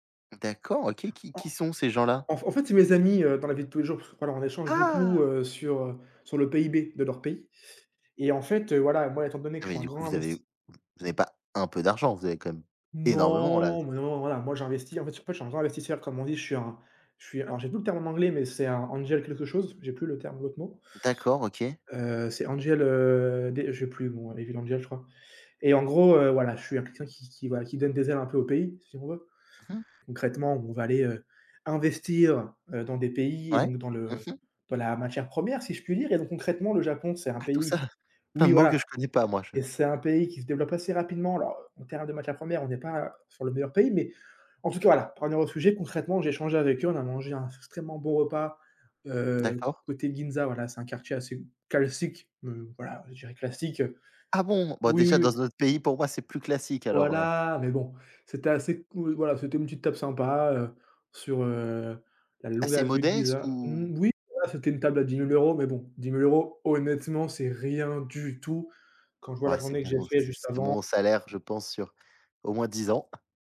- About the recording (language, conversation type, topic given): French, unstructured, Qu’est-ce qui rend un voyage inoubliable selon toi ?
- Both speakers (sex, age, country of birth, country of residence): male, 20-24, France, France; male, 20-24, France, France
- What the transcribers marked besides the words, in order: surprised: "Ah !"; stressed: "Ah"; unintelligible speech; in English: "angel"; in English: "angel"; in English: "devil angel"; stressed: "investir"; "classique" said as "calssique"; stressed: "rien du tout"; chuckle